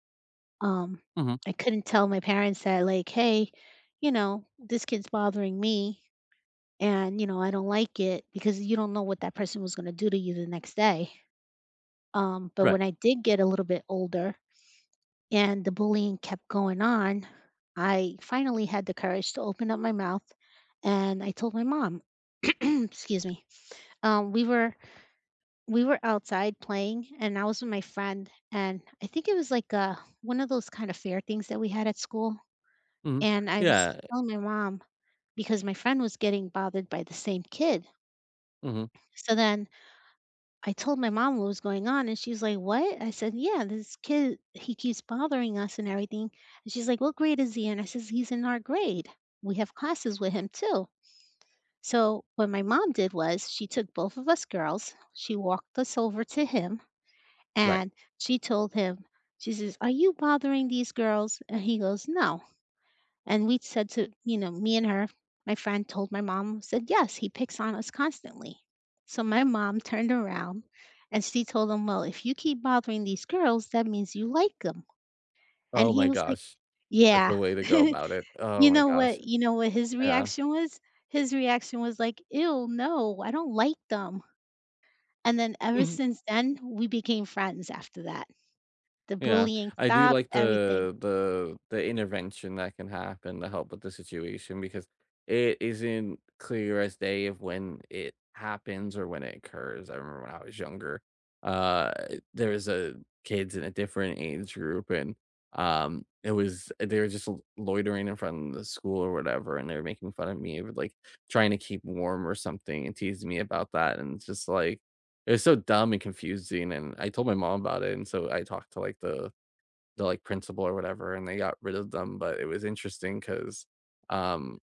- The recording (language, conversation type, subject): English, unstructured, How does bullying affect a student's learning experience?
- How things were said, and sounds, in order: tapping; throat clearing; chuckle